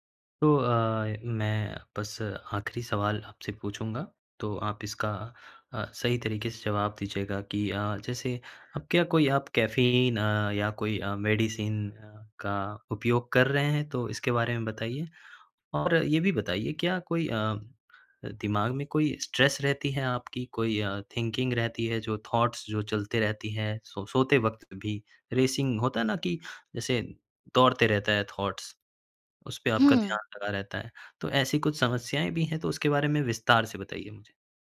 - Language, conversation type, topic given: Hindi, advice, रात को चिंता के कारण नींद न आना और बेचैनी
- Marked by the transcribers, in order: in English: "मेडिसिन"; in English: "स्ट्रेस"; in English: "थिंकिंग"; in English: "थॉट्स"; in English: "रेसिंग"; in English: "थॉट्स"